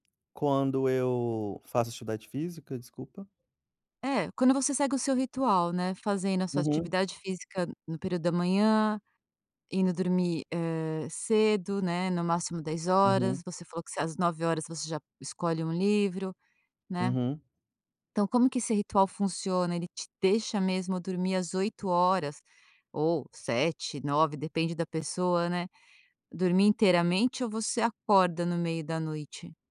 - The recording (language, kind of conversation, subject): Portuguese, podcast, Como você cuida do seu sono hoje em dia?
- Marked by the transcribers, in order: none